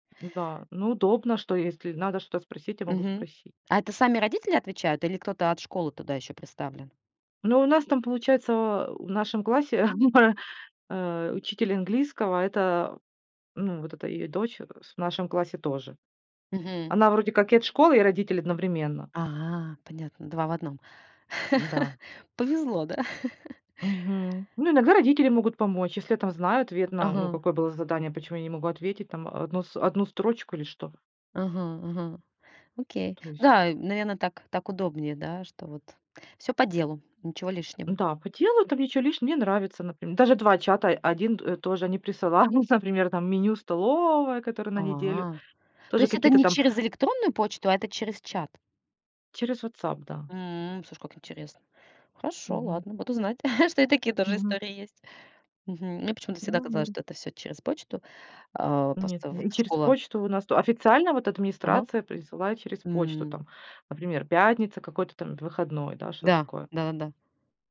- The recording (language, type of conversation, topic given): Russian, podcast, Как вы выбираете между звонком и сообщением?
- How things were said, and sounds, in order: tapping; chuckle; chuckle; laughing while speaking: "присылают"; chuckle